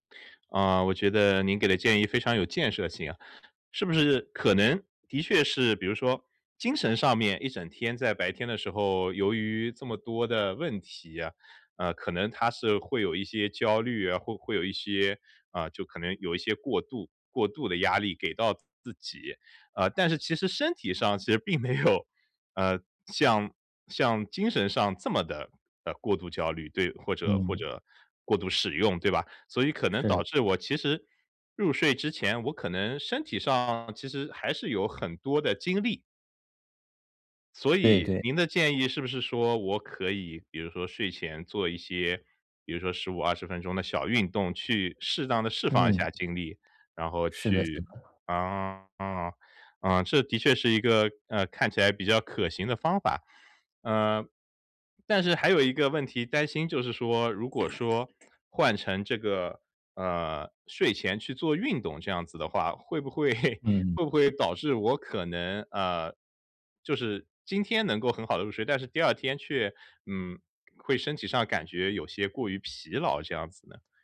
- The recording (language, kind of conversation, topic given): Chinese, advice, 如何建立睡前放松流程来缓解夜间焦虑并更容易入睡？
- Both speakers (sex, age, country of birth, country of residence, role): male, 35-39, China, Poland, advisor; male, 35-39, China, United States, user
- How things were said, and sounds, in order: laughing while speaking: "其实并没有"; other background noise; tapping; laughing while speaking: "会"